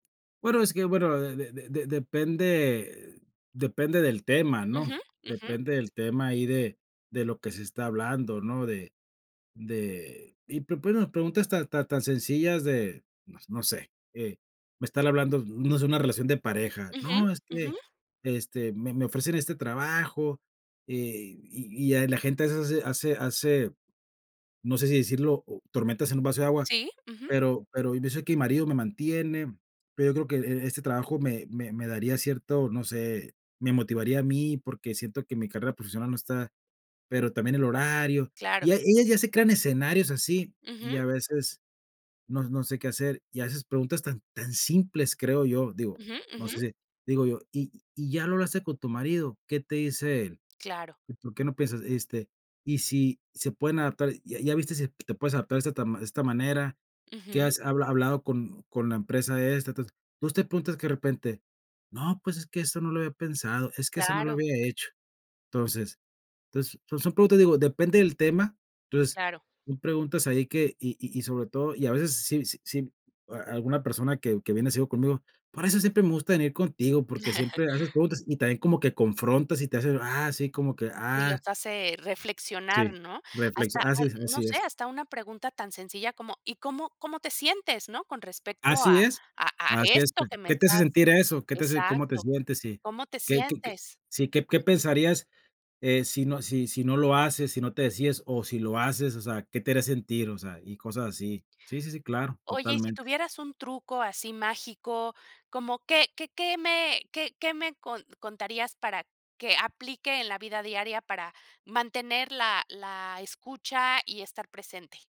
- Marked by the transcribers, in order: "pues bueno" said as "pro pueno"; chuckle
- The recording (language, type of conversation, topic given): Spanish, podcast, ¿Cómo ayuda la escucha activa a construir confianza?